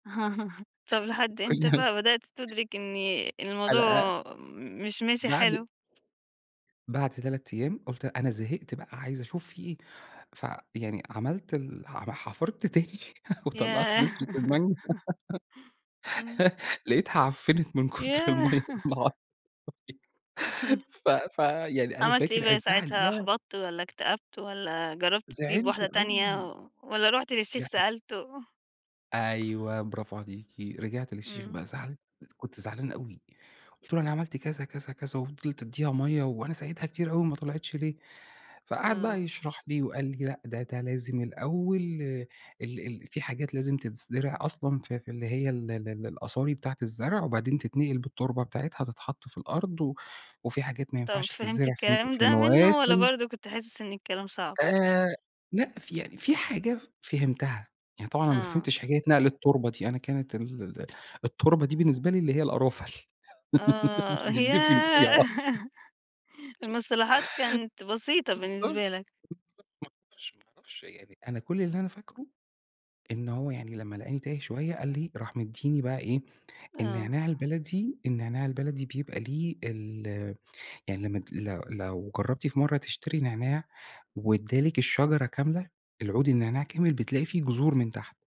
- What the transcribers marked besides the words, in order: laugh; laugh; laughing while speaking: "من كتر المَيّة والله أعلم"; laugh; chuckle; laugh; laughing while speaking: "ل الناس بتدفن فيها، آه"; laugh
- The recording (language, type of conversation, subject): Arabic, podcast, إيه اللي اتعلمته من رعاية نبتة؟